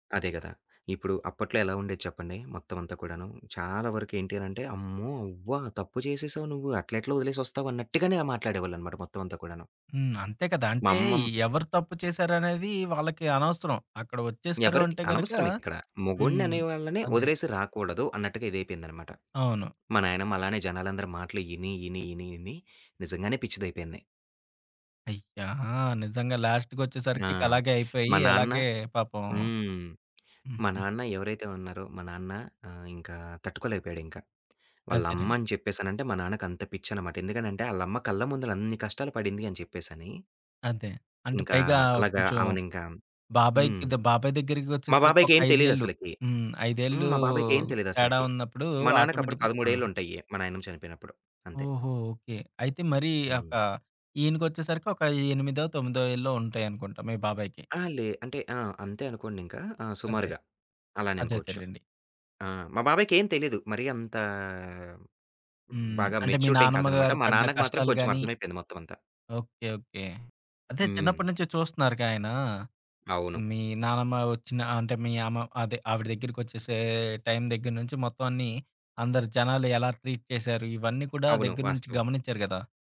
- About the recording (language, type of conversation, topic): Telugu, podcast, మీ కుటుంబ వలస కథను ఎలా చెప్పుకుంటారు?
- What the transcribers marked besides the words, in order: other background noise; in English: "లాస్ట్‌కోచ్చేసరికి"; in English: "ఆటోమేటిక్‌గా"; in English: "ట్రీట్"